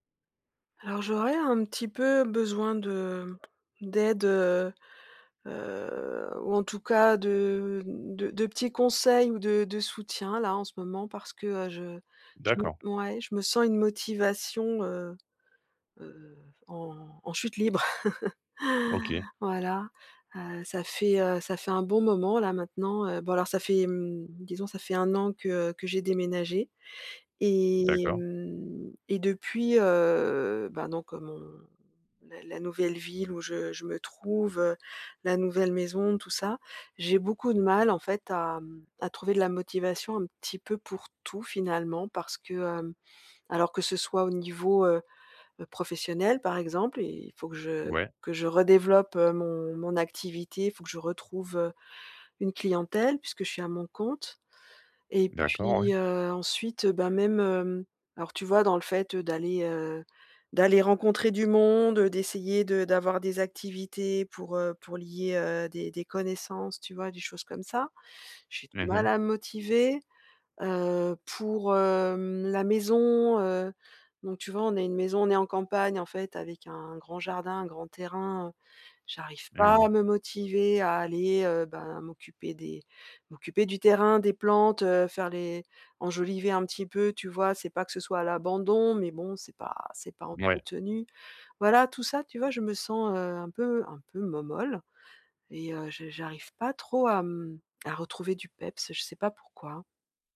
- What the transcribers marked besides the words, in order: other background noise; chuckle; drawn out: "et"
- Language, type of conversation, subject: French, advice, Comment retrouver durablement la motivation quand elle disparaît sans cesse ?